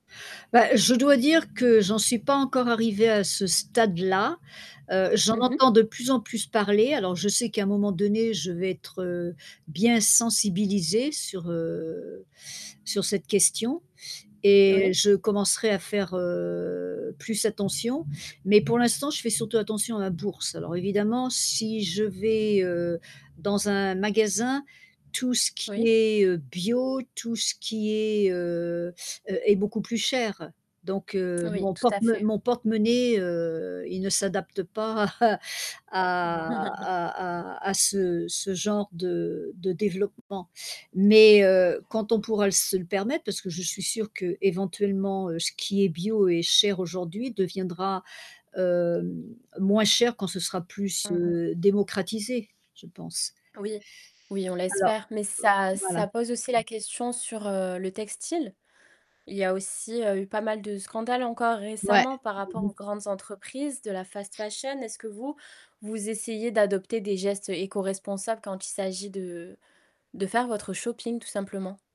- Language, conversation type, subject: French, podcast, Pourquoi la biodiversité est-elle importante pour nous, selon toi ?
- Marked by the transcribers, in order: static; other background noise; distorted speech; chuckle; laughing while speaking: "à"; in English: "fast fashion"